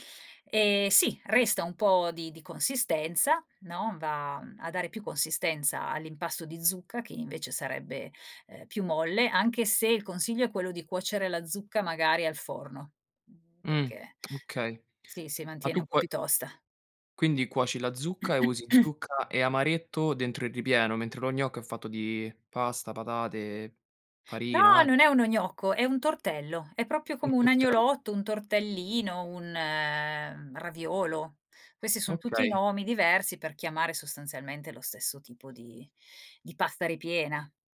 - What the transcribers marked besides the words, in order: throat clearing; "tortello" said as "turtelo"; tapping
- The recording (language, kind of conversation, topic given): Italian, podcast, C’è una ricetta che racconta la storia della vostra famiglia?